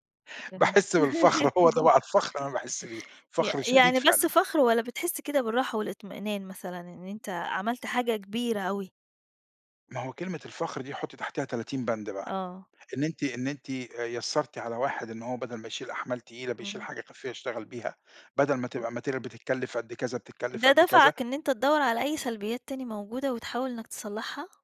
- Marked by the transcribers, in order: unintelligible speech; giggle; laughing while speaking: "باحِس بالفخر"; tapping; unintelligible speech; in English: "material"
- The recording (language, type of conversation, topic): Arabic, podcast, احكيلي عن لحظة حسّيت فيها بفخر كبير؟
- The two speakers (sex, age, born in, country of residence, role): female, 40-44, Egypt, Portugal, host; male, 50-54, Egypt, Portugal, guest